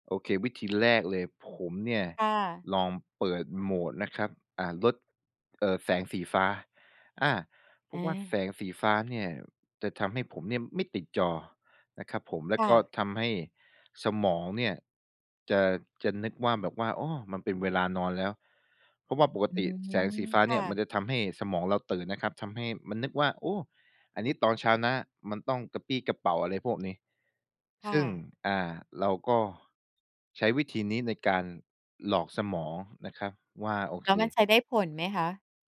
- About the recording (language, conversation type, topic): Thai, podcast, ควรทำอย่างไรเมื่อรู้สึกว่าตัวเองติดหน้าจอมากเกินไป?
- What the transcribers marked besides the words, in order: other background noise